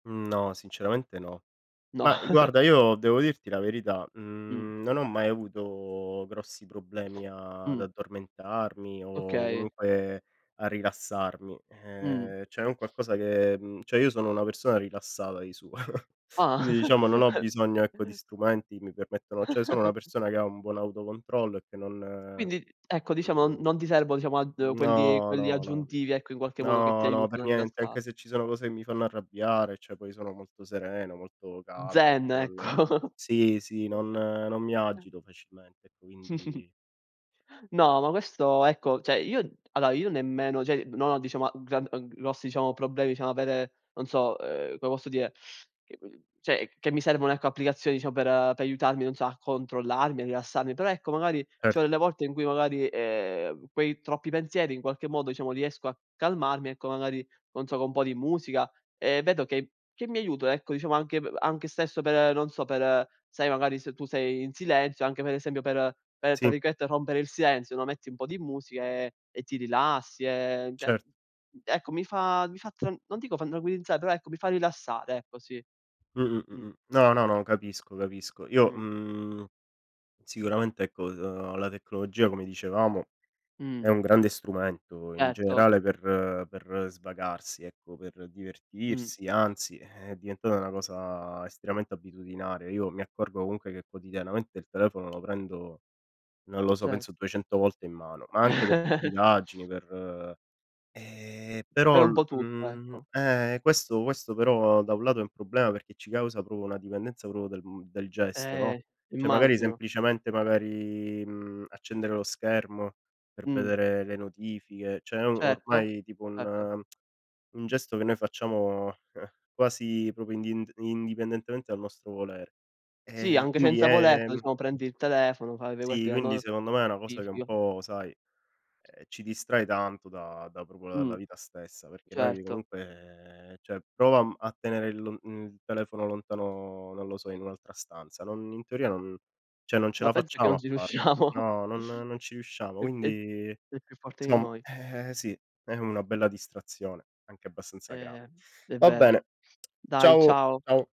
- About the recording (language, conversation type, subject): Italian, unstructured, Come usi la tecnologia per rilassarti o divertirti?
- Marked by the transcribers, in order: giggle; tapping; laughing while speaking: "suo"; "Quindi" said as "uindi"; giggle; giggle; "cioè" said as "ceh"; drawn out: "non"; laughing while speaking: "ecco"; chuckle; "facilmente" said as "facimente"; other noise; "cioè" said as "ceh"; "allora" said as "aloa"; "cioè" said as "cei"; "cioè" said as "ceh"; unintelligible speech; "cioè" said as "ceh"; other background noise; "fanno" said as "fano"; laughing while speaking: "è"; chuckle; "stupidaggini" said as "pidaggini"; drawn out: "e"; "proprio" said as "propo"; "proprio" said as "propo"; "Cioè" said as "ceh"; "cioè" said as "ceh"; tsk; scoff; "Sì" said as "tsi"; unintelligible speech; "proprio" said as "propro"; drawn out: "comunque"; laughing while speaking: "riusciamo"; "insomma" said as "nsom"; chuckle